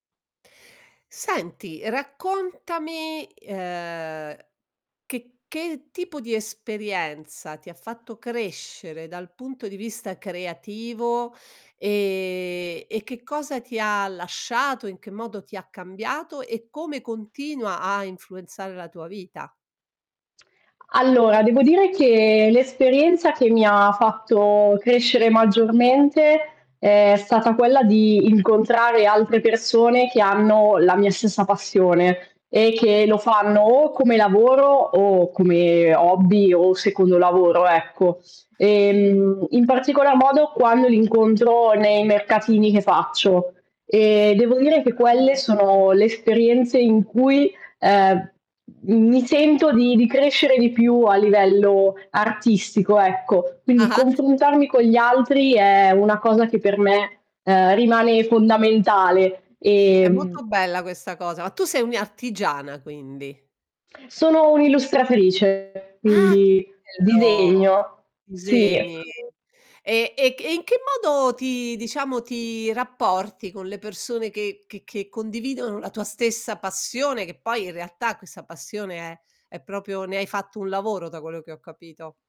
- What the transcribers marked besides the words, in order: static; distorted speech; other background noise; "proprio" said as "propio"
- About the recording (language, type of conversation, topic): Italian, podcast, Quale esperienza ti ha fatto crescere creativamente?